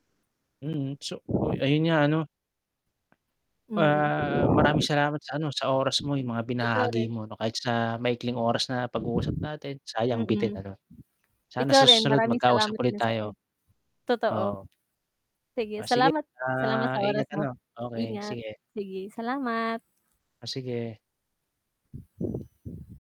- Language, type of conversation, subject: Filipino, unstructured, Anong simpleng gawain ang nagpapasaya sa iyo araw-araw?
- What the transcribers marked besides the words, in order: static; other background noise; distorted speech